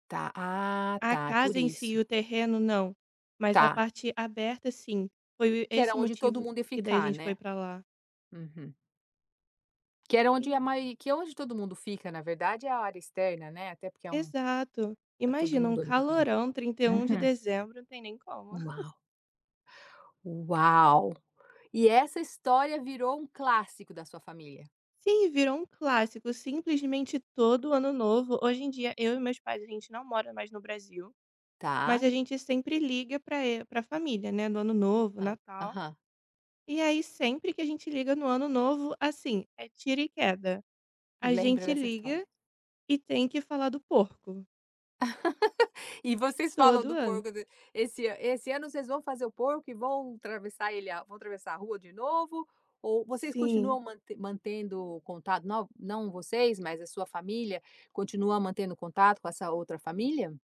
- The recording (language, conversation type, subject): Portuguese, podcast, Me conta uma história de família que todo mundo repete nas festas?
- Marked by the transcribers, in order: other noise; chuckle; laugh; laughing while speaking: "E vocês falam do porco"; unintelligible speech